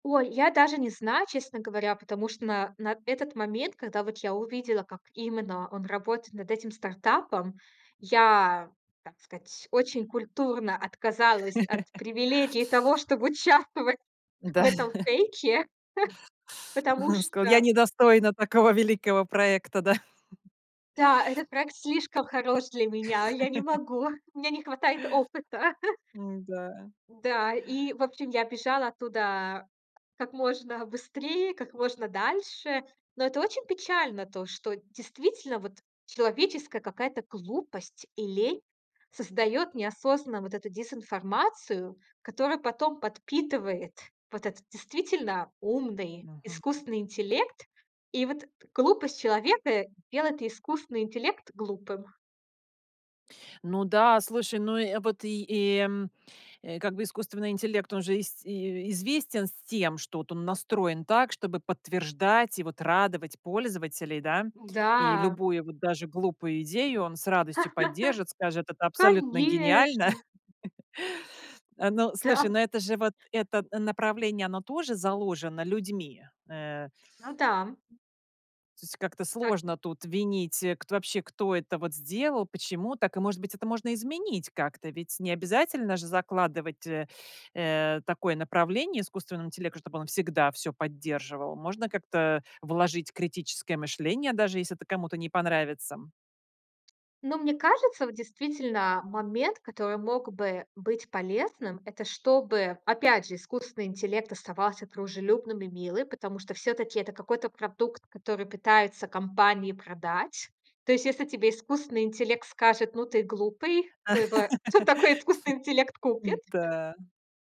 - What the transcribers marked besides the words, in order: laugh; chuckle; chuckle; chuckle; chuckle; tapping; laugh; laugh; other background noise; laugh; unintelligible speech
- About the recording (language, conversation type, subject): Russian, podcast, Как бороться с фейками и дезинформацией в будущем?